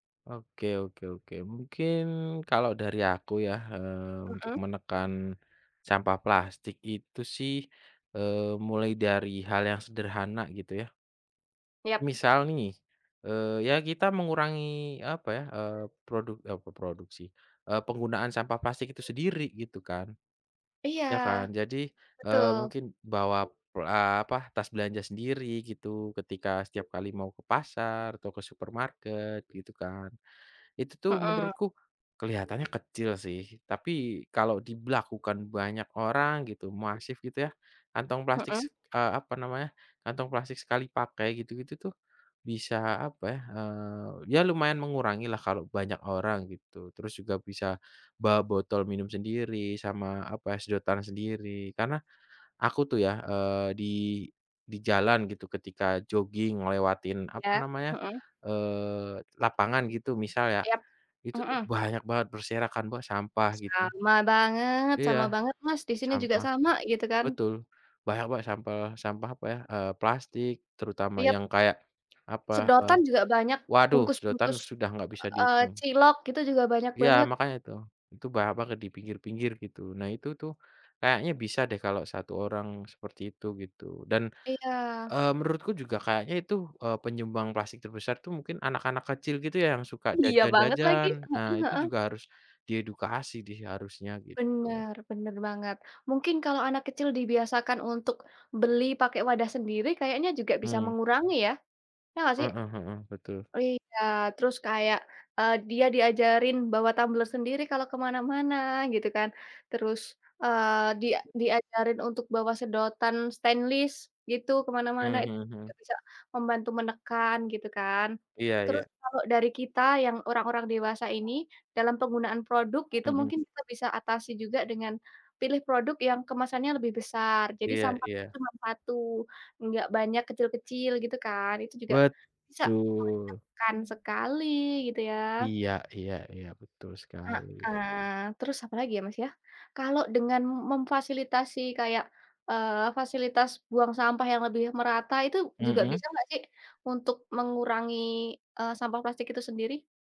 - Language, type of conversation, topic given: Indonesian, unstructured, Bagaimana menurutmu dampak sampah plastik terhadap lingkungan sekitar kita?
- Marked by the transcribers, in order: tapping; in English: "stainless"